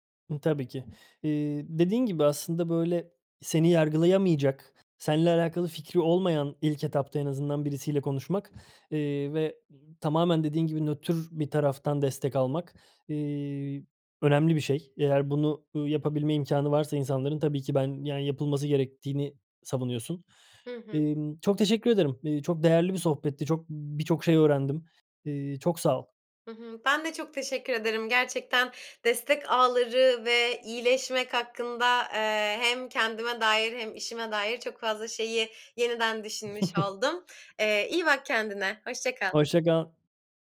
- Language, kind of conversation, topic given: Turkish, podcast, Destek ağı kurmak iyileşmeyi nasıl hızlandırır ve nereden başlamalıyız?
- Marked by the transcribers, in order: other background noise; chuckle